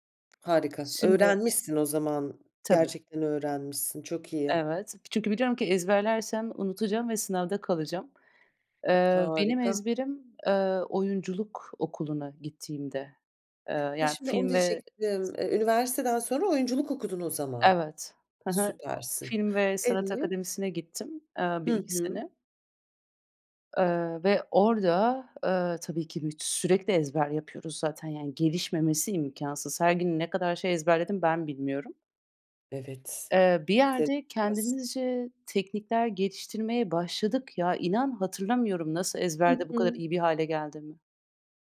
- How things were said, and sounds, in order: other background noise; other noise; unintelligible speech
- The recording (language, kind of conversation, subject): Turkish, podcast, İlhamı beklemek mi yoksa çalışmak mı daha etkilidir?